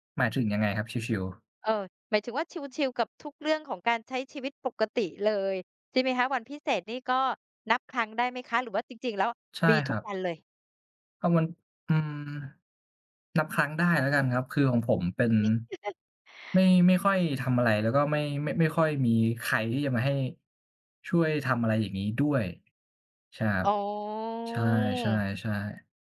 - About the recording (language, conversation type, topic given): Thai, unstructured, คุณมีวิธีอะไรบ้างที่จะทำให้วันธรรมดากลายเป็นวันพิเศษกับคนรักของคุณ?
- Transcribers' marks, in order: giggle; drawn out: "อ๋อ"